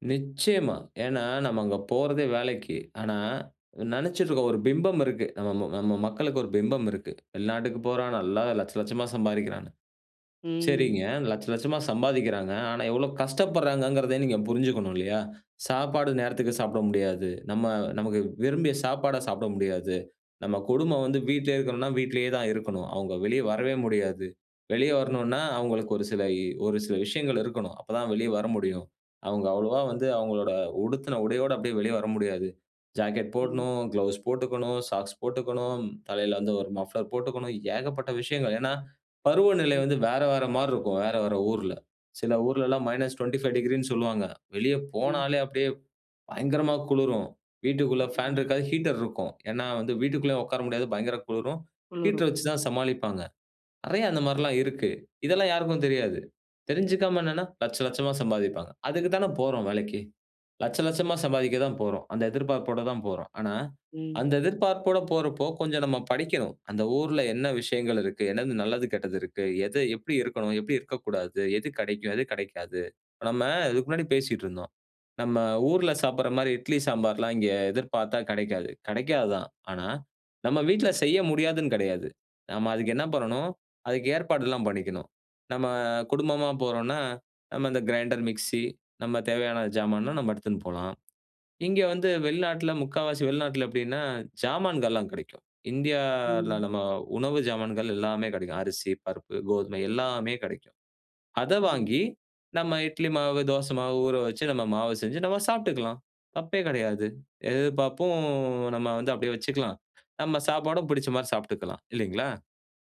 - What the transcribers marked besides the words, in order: in English: "ஜாக்கெட்"; in English: "க்ளவுஸ்"; in English: "சாக்ஸ்"; in English: "மஃப்ளர்"; horn; drawn out: "நம்ம"; drawn out: "எதிர்பாப்பும்"
- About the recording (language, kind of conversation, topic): Tamil, podcast, சிறு நகரத்திலிருந்து பெரிய நகரத்தில் வேலைக்குச் செல்லும்போது என்னென்ன எதிர்பார்ப்புகள் இருக்கும்?